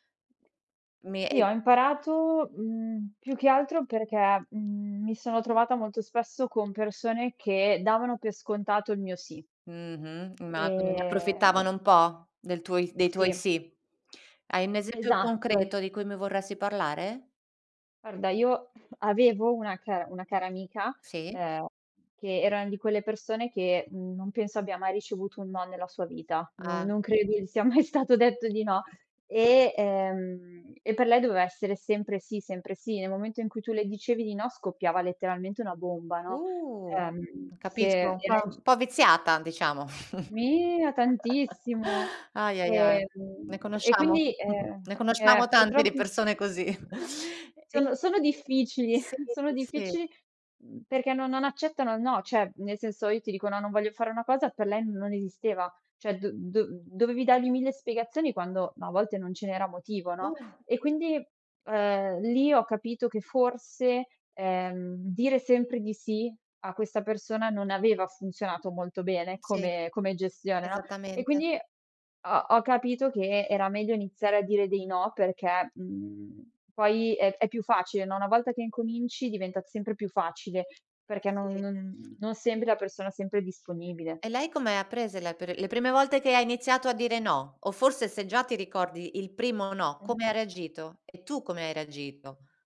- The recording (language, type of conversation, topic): Italian, podcast, Come si impara a dire no senza sentirsi in colpa?
- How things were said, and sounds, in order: other background noise; tapping; drawn out: "Ehm"; chuckle; laughing while speaking: "mai stato detto"; drawn out: "Uh"; drawn out: "Mia"; chuckle; chuckle; chuckle; "cioè" said as "ceh"; "cioè" said as "ceh"; background speech